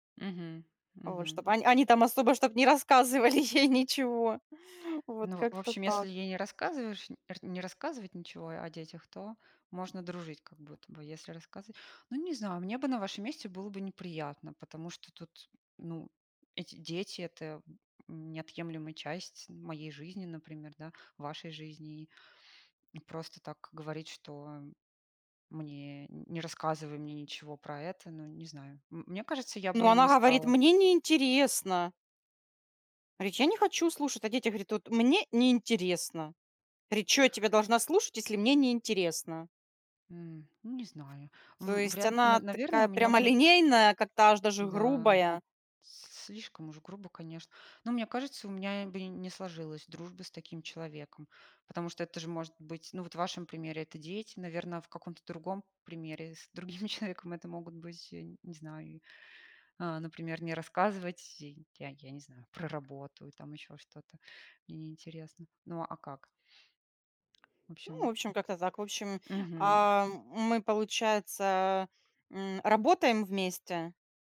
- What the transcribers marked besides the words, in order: laughing while speaking: "рассказывали ей ничего"; tapping; laughing while speaking: "человеком"
- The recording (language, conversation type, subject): Russian, unstructured, Как вы относитесь к дружбе с людьми, которые вас не понимают?